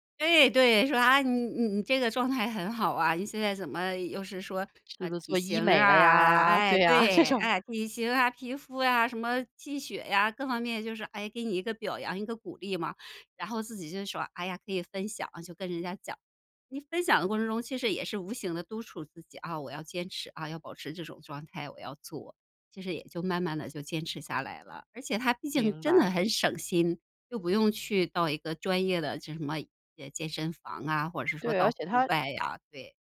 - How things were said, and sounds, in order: laughing while speaking: "对呀，这种"
- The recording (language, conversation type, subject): Chinese, podcast, 你怎样才能避免很快放弃健康的新习惯？